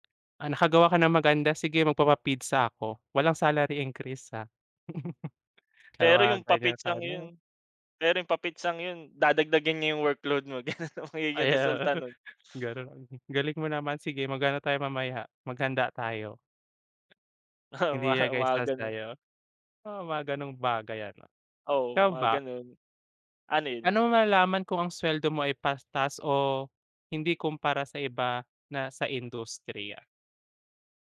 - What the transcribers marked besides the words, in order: chuckle; laughing while speaking: "ganun ang magiging resulta"; laughing while speaking: "Ay, oo, ganun"; laughing while speaking: "Oo, mga"; unintelligible speech; "patas" said as "pastas"
- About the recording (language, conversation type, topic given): Filipino, unstructured, Paano mo ipaglalaban ang patas na sahod para sa trabaho mo?